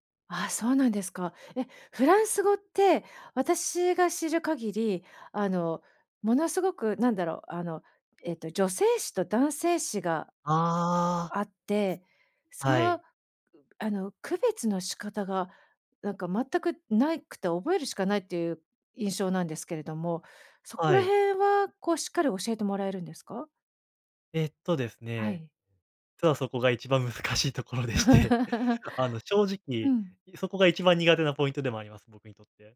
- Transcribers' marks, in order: other noise; laughing while speaking: "難しいところでして"; giggle
- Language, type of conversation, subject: Japanese, podcast, 新しいスキルに取り組むとき、最初の一歩として何をしますか？